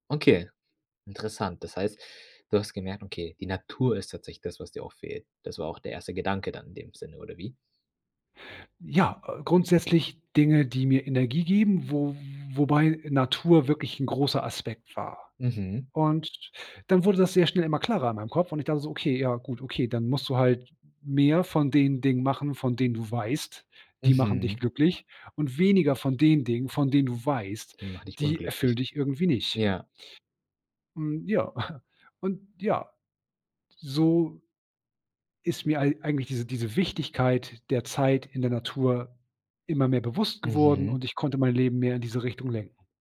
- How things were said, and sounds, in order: chuckle
- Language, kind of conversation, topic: German, podcast, Wie wichtig ist dir Zeit in der Natur?